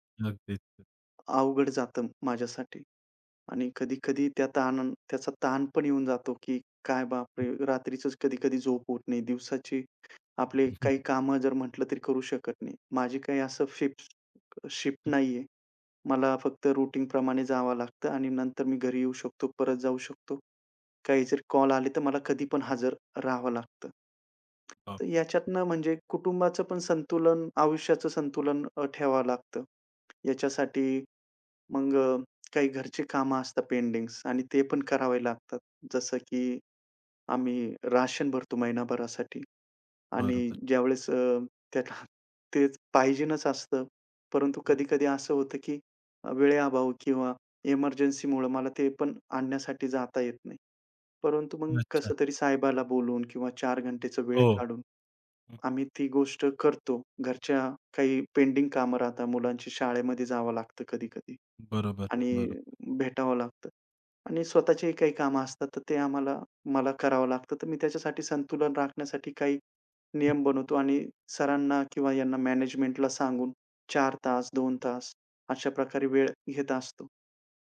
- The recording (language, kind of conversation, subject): Marathi, podcast, काम आणि आयुष्यातील संतुलन कसे साधता?
- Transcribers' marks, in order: tapping; chuckle; in English: "रूटीनप्रमाणे"; other background noise